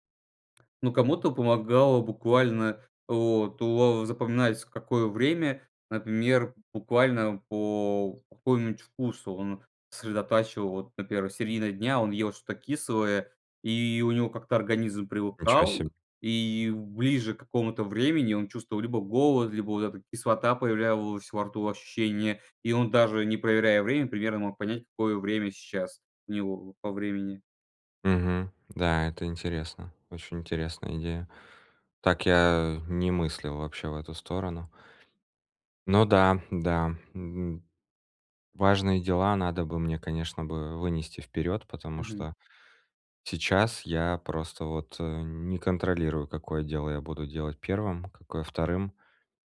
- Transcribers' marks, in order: tapping
- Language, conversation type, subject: Russian, advice, Как перестать срывать сроки из-за плохого планирования?